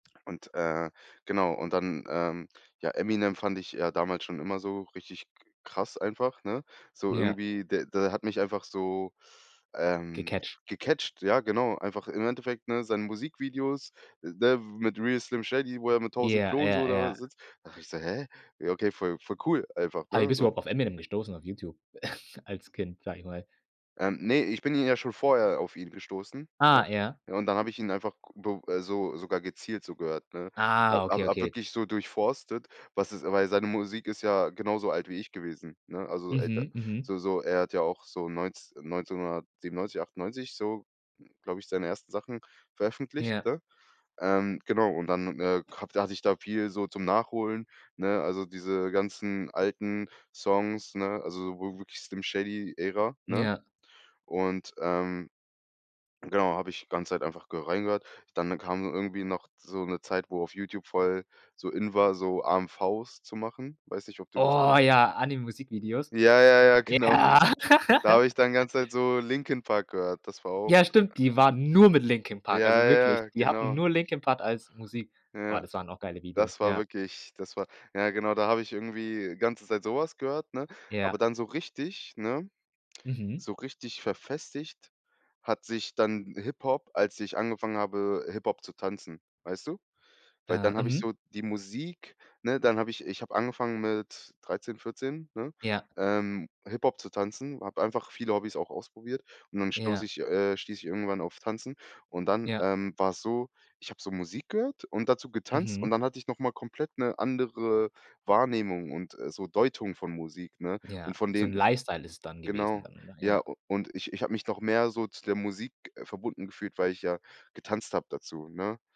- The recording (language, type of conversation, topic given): German, podcast, Wie hat deine Kultur deinen Musikgeschmack geprägt?
- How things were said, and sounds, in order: other background noise; in English: "gecatcht"; in English: "Gecatcht"; put-on voice: "Hä?"; chuckle; drawn out: "Ah"; joyful: "Oh ja"; joyful: "Ja, ja, ja, genau. Da … Linkin Park gehört"; put-on voice: "Ja"; laugh; joyful: "Ja, stimmt"; stressed: "nur"; joyful: "Ja ja ja"